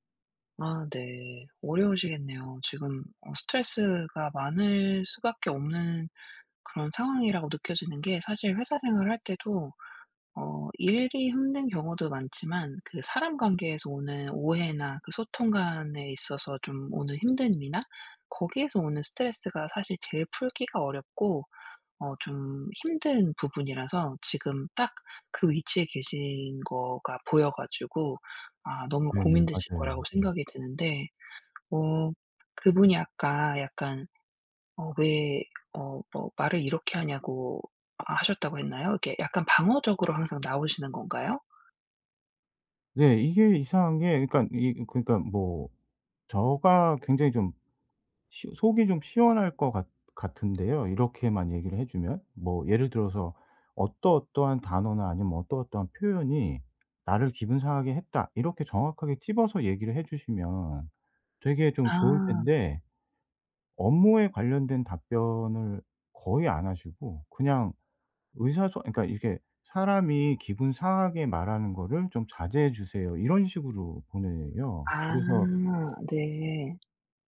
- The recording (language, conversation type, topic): Korean, advice, 감정이 상하지 않도록 상대에게 건설적인 피드백을 어떻게 말하면 좋을까요?
- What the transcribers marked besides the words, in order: tapping